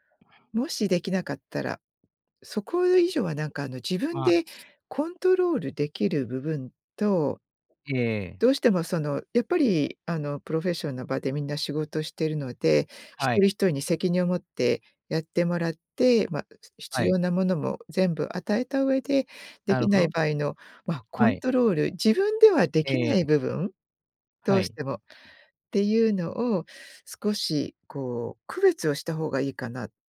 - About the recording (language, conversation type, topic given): Japanese, podcast, 完璧主義を手放すコツはありますか？
- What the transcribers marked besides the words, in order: in English: "プロフェッション"